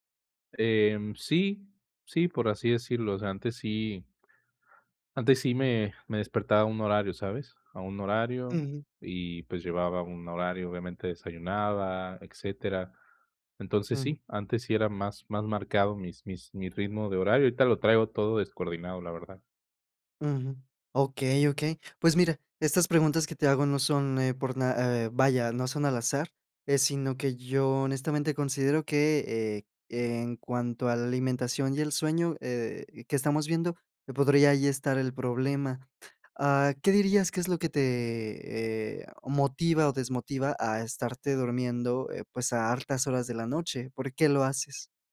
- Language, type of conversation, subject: Spanish, advice, ¿Cómo puedo saber si estoy entrenando demasiado y si estoy demasiado cansado?
- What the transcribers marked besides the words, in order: other background noise